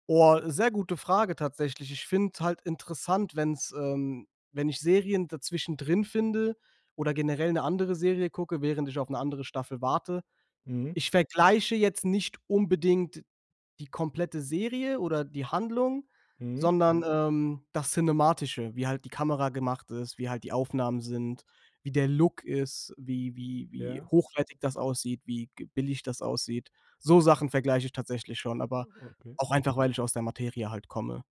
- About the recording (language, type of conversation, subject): German, podcast, Welche Serie würdest du wirklich allen empfehlen und warum?
- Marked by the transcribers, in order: none